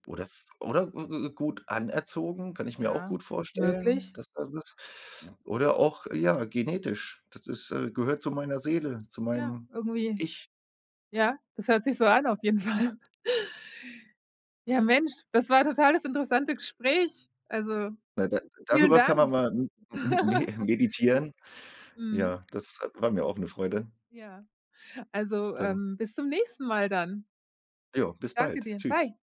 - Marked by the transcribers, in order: other background noise; laughing while speaking: "Fall"; laugh
- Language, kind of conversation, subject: German, unstructured, Was bedeutet Ehrlichkeit für dich im Alltag?